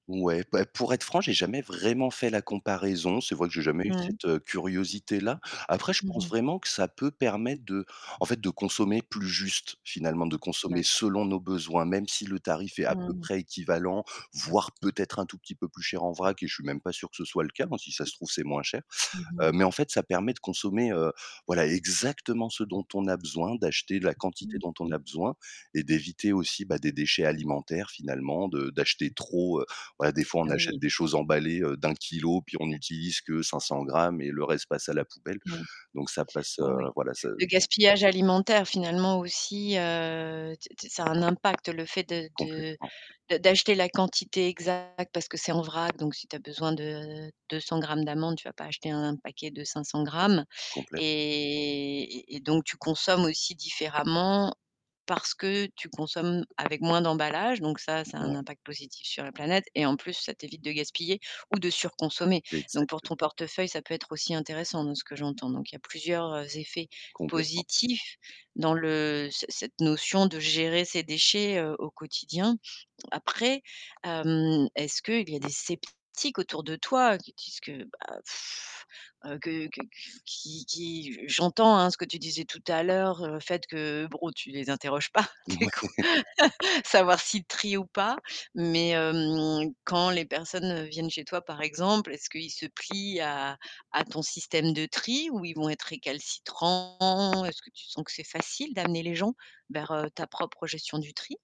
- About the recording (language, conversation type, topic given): French, podcast, Comment abordes-tu la question des déchets plastiques au quotidien ?
- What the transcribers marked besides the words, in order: tapping; stressed: "vraiment"; stressed: "exactement"; other noise; distorted speech; drawn out: "et"; blowing; laughing while speaking: "bon tu les interroges pas du coup, savoir s'ils trient ou pas"; laughing while speaking: "Mouais"; drawn out: "hem"; drawn out: "récalcitrants ?"